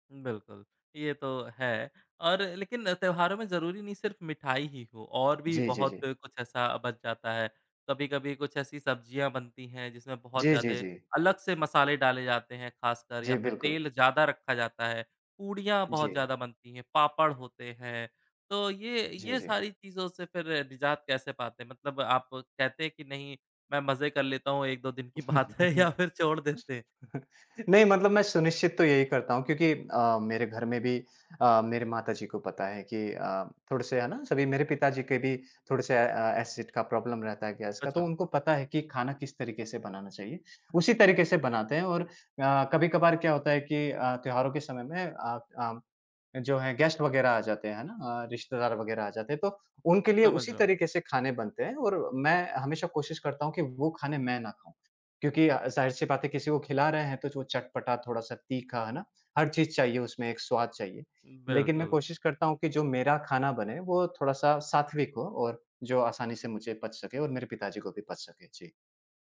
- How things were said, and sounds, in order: laughing while speaking: "बात है या फिर छोड़ देते हैं?"; laugh; in English: "एसिड"; in English: "प्रॉब्लम"; in English: "गेस्ट"
- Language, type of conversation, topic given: Hindi, podcast, खाने में संतुलन बनाए रखने का आपका तरीका क्या है?